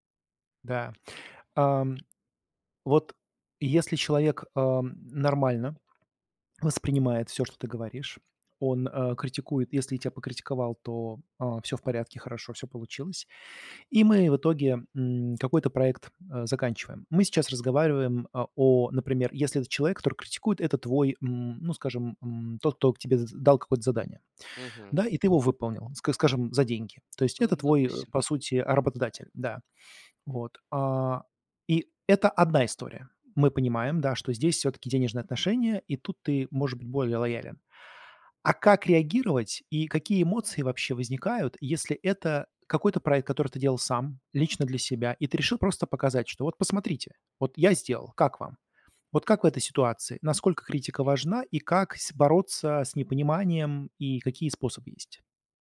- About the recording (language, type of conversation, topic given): Russian, podcast, Как ты реагируешь на критику своих идей?
- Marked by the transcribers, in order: tapping; other background noise